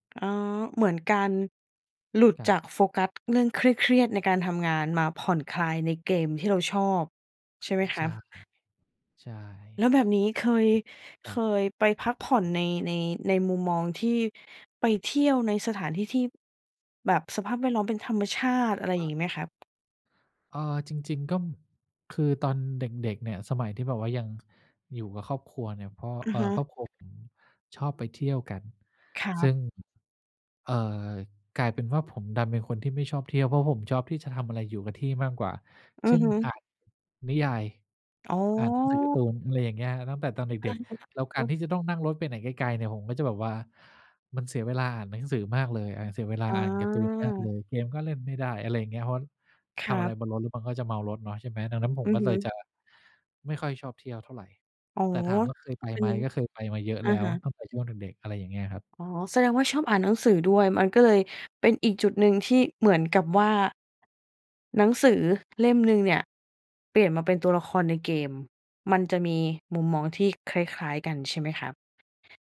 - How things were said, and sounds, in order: tapping; other background noise
- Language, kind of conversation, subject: Thai, podcast, การพักผ่อนแบบไหนช่วยให้คุณกลับมามีพลังอีกครั้ง?